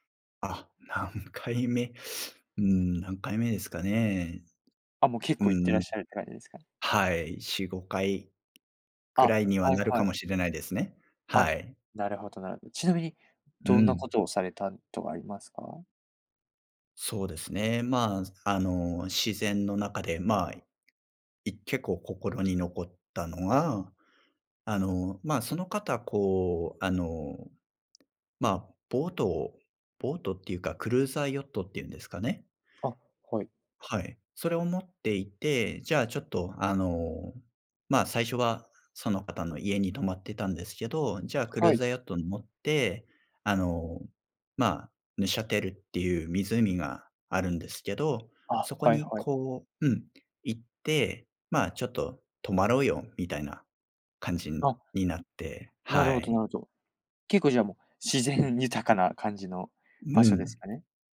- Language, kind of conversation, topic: Japanese, podcast, 最近の自然を楽しむ旅行で、いちばん心に残った瞬間は何でしたか？
- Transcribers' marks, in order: none